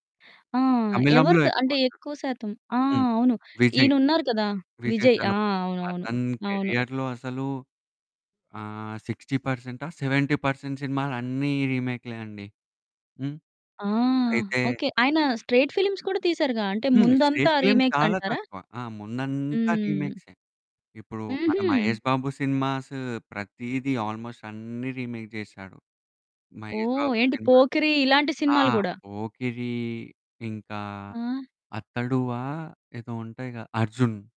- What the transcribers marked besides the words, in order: distorted speech; in English: "కెరియర్‌లో"; in English: "సిక్స్టీ పర్సెంట్"; in English: "సెవెంటీ పర్సెంట్"; in English: "రీమేక్‌లే"; in English: "స్ట్రెయిట్ ఫిల్మ్స్"; in English: "స్ట్రెయిట్ ఫిల్మ్స్"; in English: "ఆల్‌మోస్ట్"; in English: "రీమేక్"
- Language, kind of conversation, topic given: Telugu, podcast, ఒక సినిమాను మళ్లీ రీమేక్ చేస్తే దానిపై మీ అభిప్రాయం ఏమిటి?